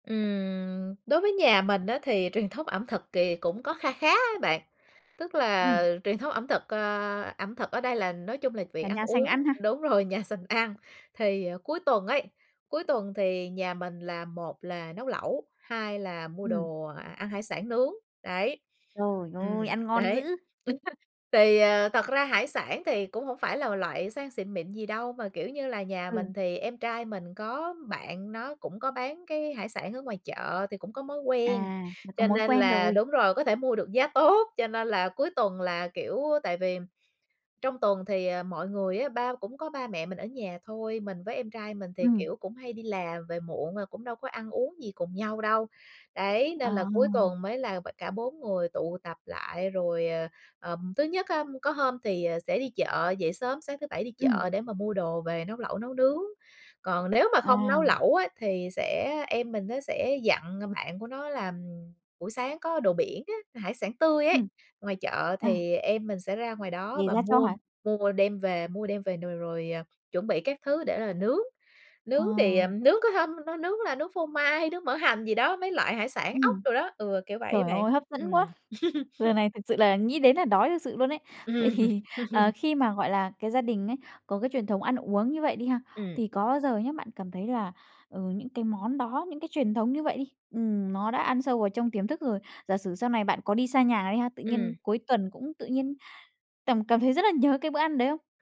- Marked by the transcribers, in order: other background noise; unintelligible speech; tapping; laughing while speaking: "giá tốt"; unintelligible speech; laugh; laughing while speaking: "Vậy thì"; laughing while speaking: "Ừm"; laugh
- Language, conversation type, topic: Vietnamese, podcast, Bạn và gia đình có truyền thống ẩm thực nào đặc biệt không?